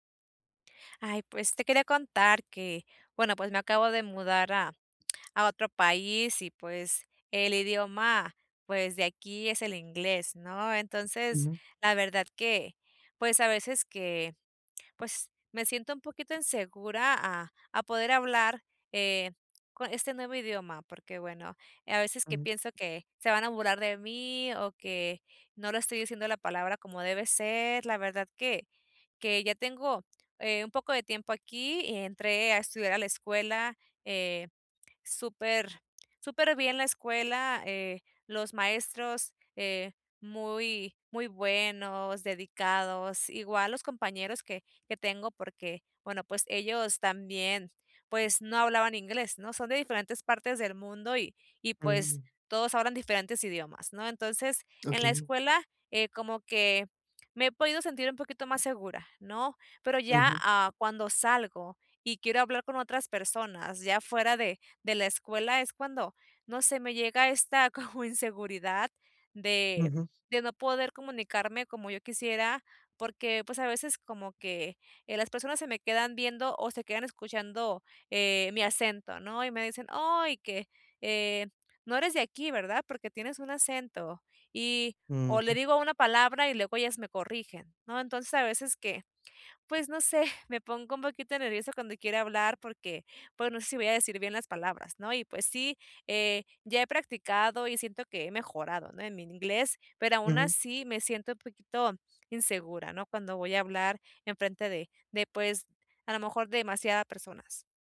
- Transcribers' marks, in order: laughing while speaking: "como"
- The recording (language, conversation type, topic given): Spanish, advice, ¿Cómo puedo manejar la inseguridad al hablar en un nuevo idioma después de mudarme?